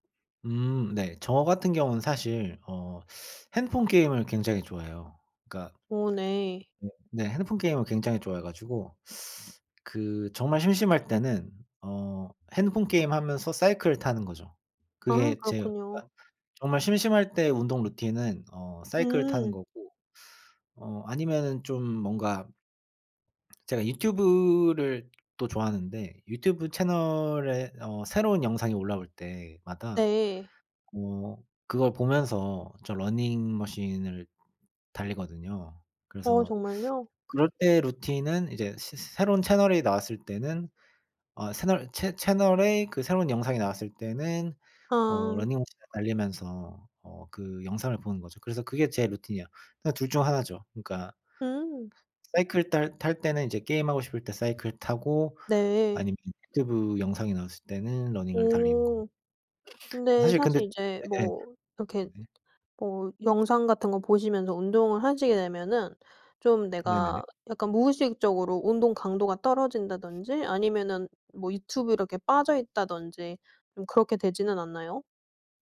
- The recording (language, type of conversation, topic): Korean, podcast, 운동을 꾸준히 하게 만드는 팁
- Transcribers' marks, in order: teeth sucking; other background noise; teeth sucking; tapping; "채널-" said as "새널"